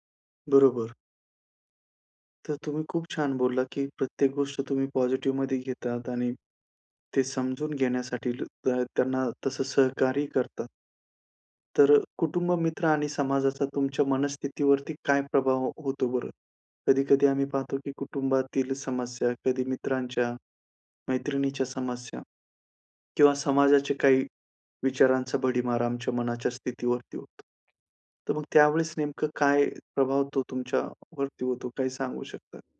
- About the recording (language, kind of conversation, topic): Marathi, podcast, मनःस्थिती टिकवण्यासाठी तुम्ही काय करता?
- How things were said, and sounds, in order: "घेण्यासाठी" said as "घेण्यासाठील"; other background noise